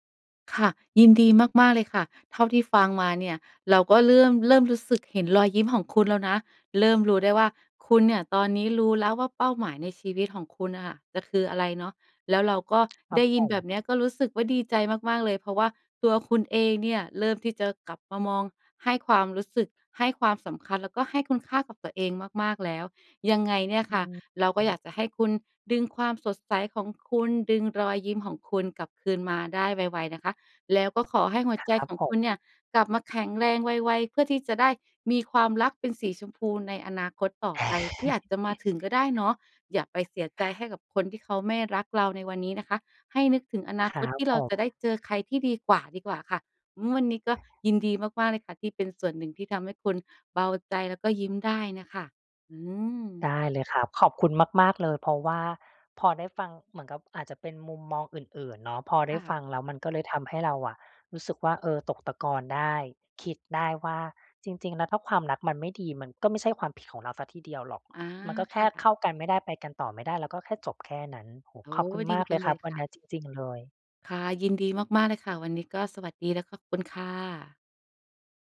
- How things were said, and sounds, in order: tapping; other background noise; chuckle
- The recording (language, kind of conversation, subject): Thai, advice, ฉันจะฟื้นฟูความมั่นใจในตัวเองหลังเลิกกับคนรักได้อย่างไร?